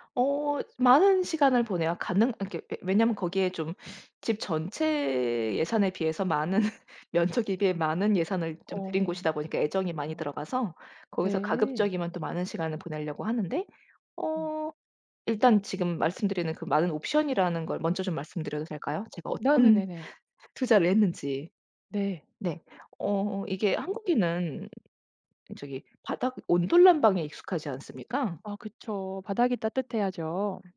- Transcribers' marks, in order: laughing while speaking: "많은, 면적에"; tapping; other background noise
- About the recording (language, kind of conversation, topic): Korean, podcast, 집에서 가장 편안한 공간은 어디인가요?